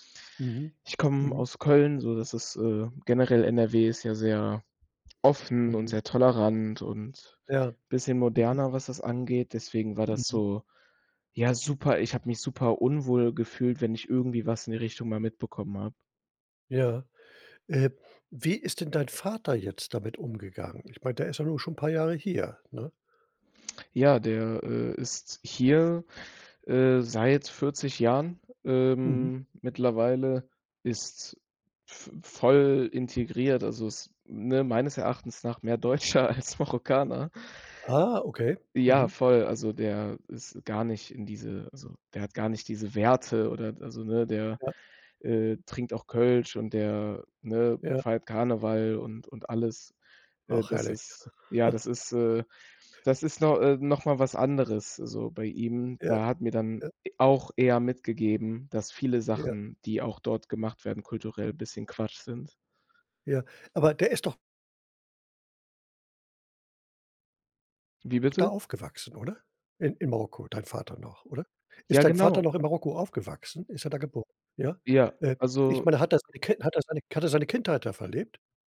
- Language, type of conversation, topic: German, podcast, Hast du dich schon einmal kulturell fehl am Platz gefühlt?
- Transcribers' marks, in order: laughing while speaking: "Deutscher als Marokkaner"; other background noise; surprised: "Ah"; chuckle